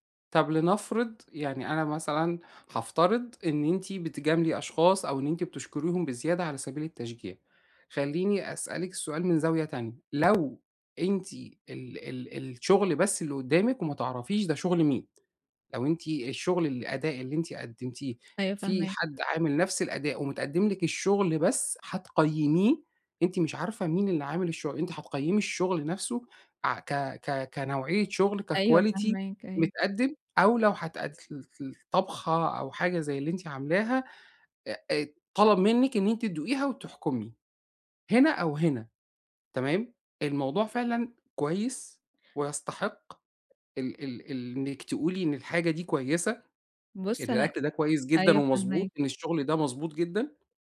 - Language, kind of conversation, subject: Arabic, advice, إزاي أتعامل بثقة مع مجاملات الناس من غير ما أحس بإحراج أو انزعاج؟
- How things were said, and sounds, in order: in English: "كquality"